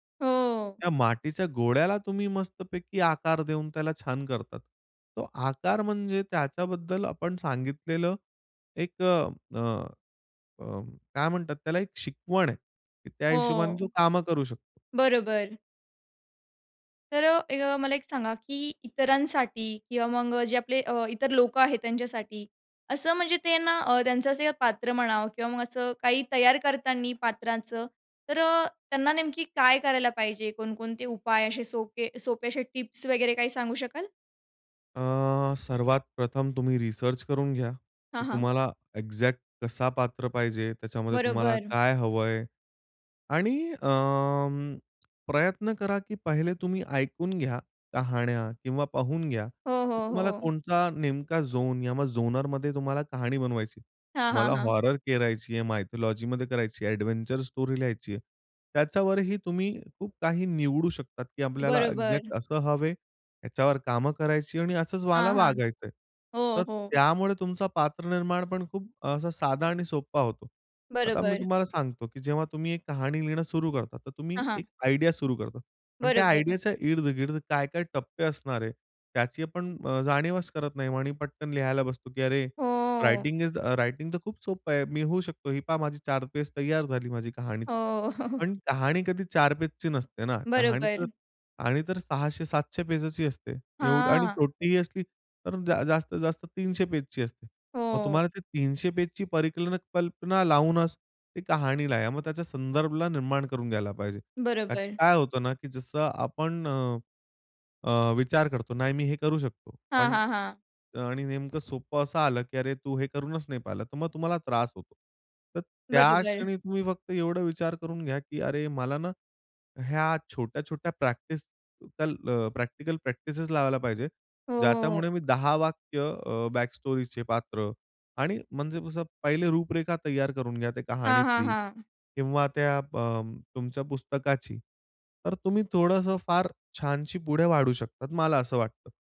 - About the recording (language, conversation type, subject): Marathi, podcast, पात्र तयार करताना सर्वात आधी तुमच्या मनात कोणता विचार येतो?
- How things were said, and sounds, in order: in English: "एक्झॅक्ट"; in English: "झोन"; in English: "झोनरमध्ये"; in English: "हॉरर"; in English: "एडव्हेंचर स्टोरी"; in English: "एक्झॅक्ट"; in English: "आयडिया"; in English: "आयडियाच्या"; in English: "रायटिंग इज द रायटिंग"; chuckle; in English: "बॅकस्टोरीचे"